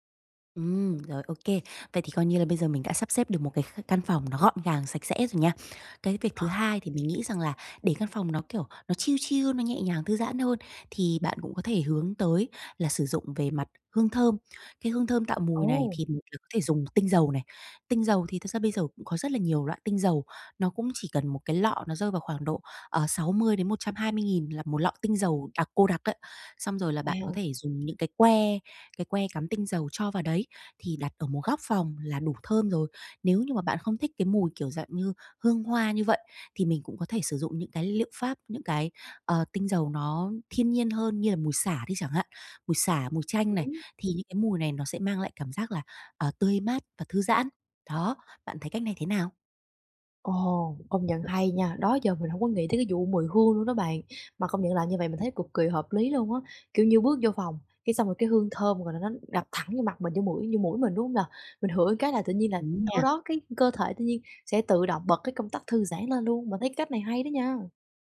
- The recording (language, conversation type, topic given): Vietnamese, advice, Làm thế nào để biến nhà thành nơi thư giãn?
- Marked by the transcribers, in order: tapping; in English: "chill chill"; unintelligible speech; unintelligible speech; wind; "ngửi" said as "hửi"